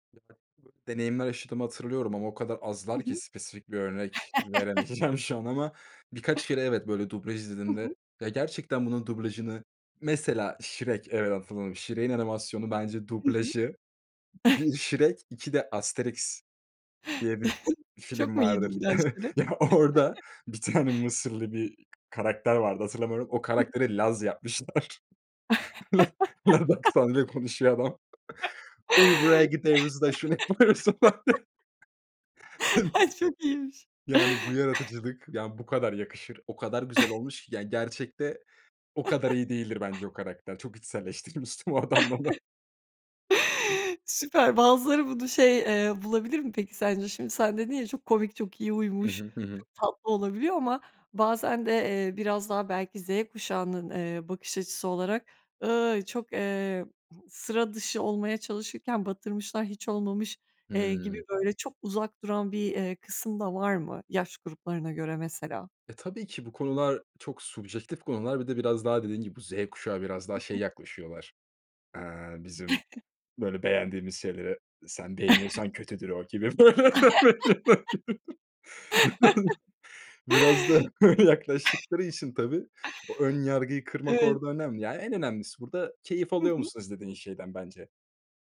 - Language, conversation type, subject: Turkish, podcast, Dublajı mı yoksa altyazıyı mı tercih edersin, neden?
- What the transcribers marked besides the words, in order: unintelligible speech; laugh; laughing while speaking: "veremeyeceğim"; other noise; chuckle; other background noise; chuckle; chuckle; laughing while speaking: "Ya, orada"; chuckle; laughing while speaking: "Laz yapmışlar. La laz aksanıyla konuşuyor adam"; laugh; laugh; put-on voice: "Uy, buraya gideyruz da Şunu yapayruz"; laughing while speaking: "Ay, çok iyiymiş"; laughing while speaking: "Şunu yapayruz"; unintelligible speech; chuckle; giggle; laughing while speaking: "içselleştirmiştim o adamla onu"; chuckle; chuckle; chuckle; put-on voice: "Sen beğeniyorsan kötüdür"; laugh; laughing while speaking: "O gibi, böyle"; chuckle